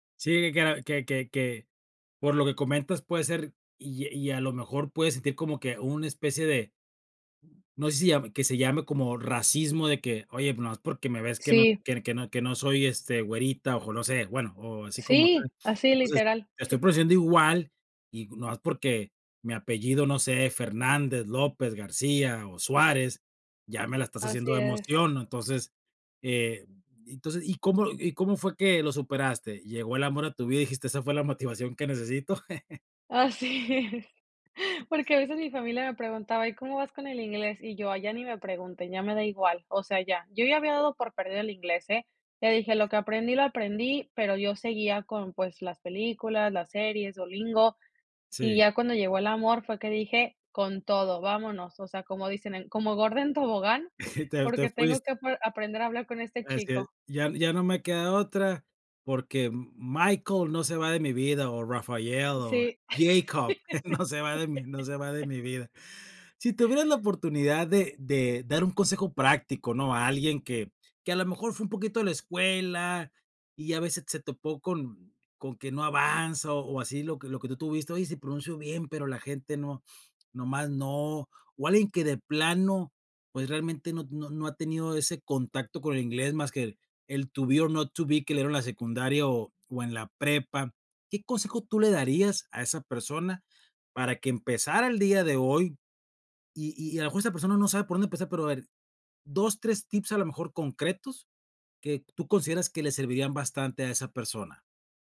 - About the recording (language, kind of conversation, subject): Spanish, podcast, ¿Cómo empezaste a estudiar un idioma nuevo y qué fue lo que más te ayudó?
- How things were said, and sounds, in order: other background noise; laughing while speaking: "Así es"; exhale; laugh; chuckle; chuckle; laugh; in English: "to be or not to be"